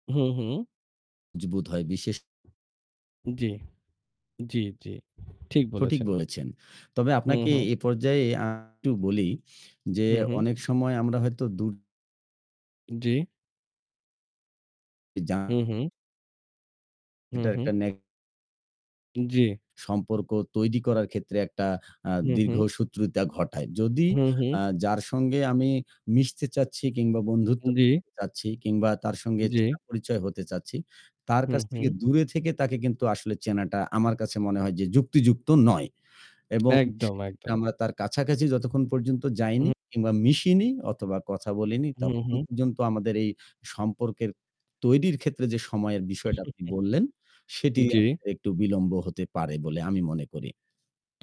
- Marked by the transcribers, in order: static; distorted speech; tapping; chuckle
- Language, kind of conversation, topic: Bengali, unstructured, লোকেদের সঙ্গে সম্পর্ক গড়ার সবচেয়ে সহজ উপায় কী?
- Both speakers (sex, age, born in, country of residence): male, 25-29, Bangladesh, Bangladesh; male, 40-44, Bangladesh, Bangladesh